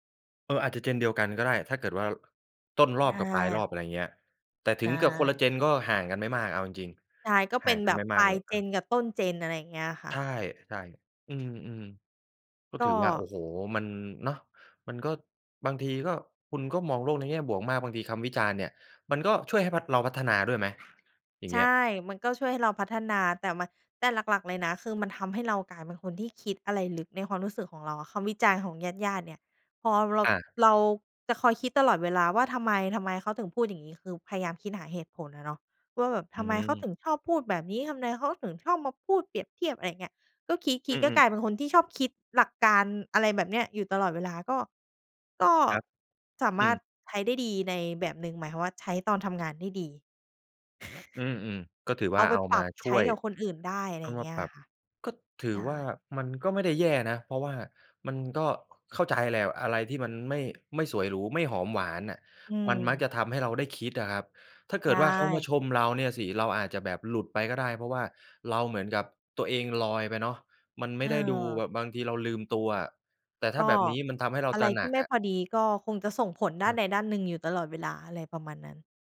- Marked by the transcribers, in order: in English: "Gen"; in English: "Gen"; in English: "Gen"; in English: "Gen"; other background noise; chuckle
- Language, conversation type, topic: Thai, podcast, คุณรับมือกับคำวิจารณ์จากญาติอย่างไร?